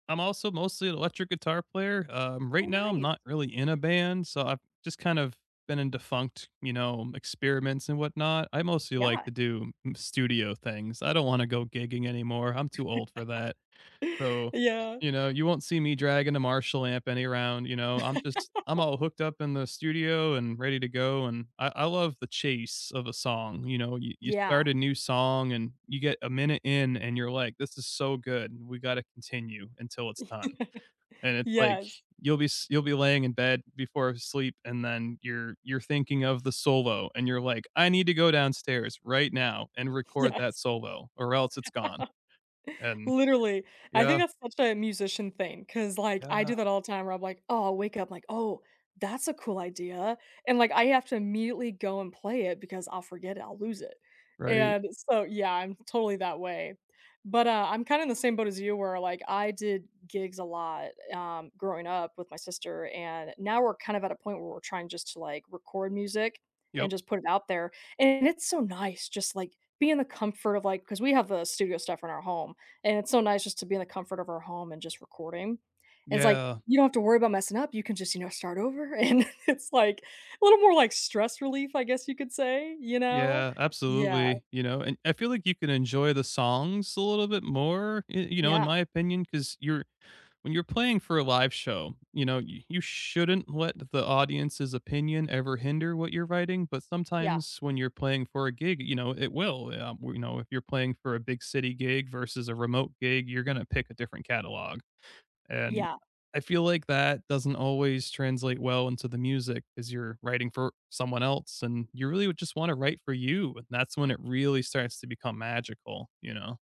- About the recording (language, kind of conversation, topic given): English, unstructured, How do you usually discover new movies, shows, or music, and whose recommendations do you trust most?
- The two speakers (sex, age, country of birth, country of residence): female, 30-34, United States, United States; male, 35-39, United States, United States
- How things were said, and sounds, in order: laugh; laugh; laugh; laughing while speaking: "Yes"; laugh; other background noise; laughing while speaking: "and"